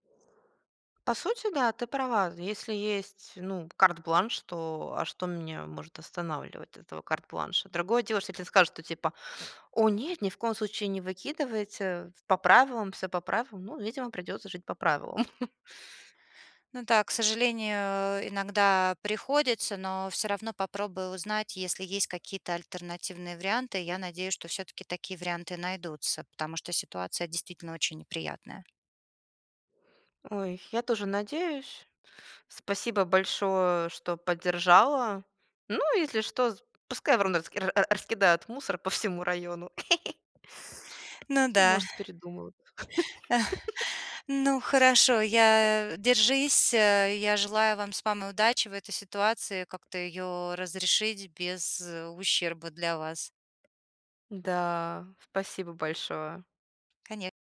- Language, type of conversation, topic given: Russian, advice, Как найти баланс между моими потребностями и ожиданиями других, не обидев никого?
- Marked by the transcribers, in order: chuckle; chuckle; tapping; "передумают" said as "передумаут"; chuckle; exhale; laugh